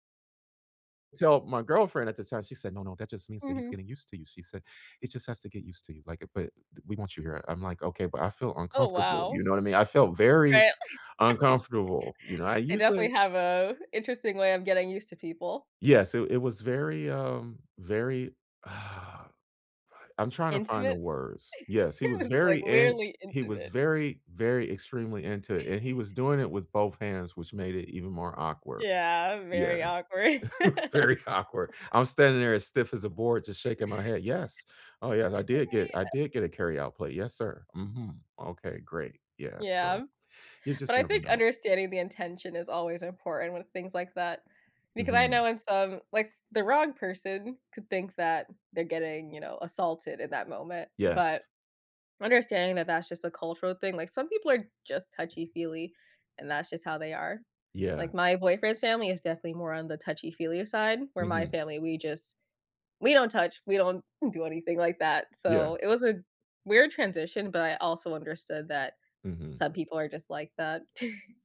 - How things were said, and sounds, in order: laugh; sigh; chuckle; chuckle; chuckle; laughing while speaking: "Very awkward"; laughing while speaking: "awkward"; laugh; other background noise; chuckle
- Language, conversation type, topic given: English, unstructured, How can I handle cultural misunderstandings without taking them personally?
- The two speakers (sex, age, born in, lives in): female, 20-24, United States, United States; male, 40-44, United States, United States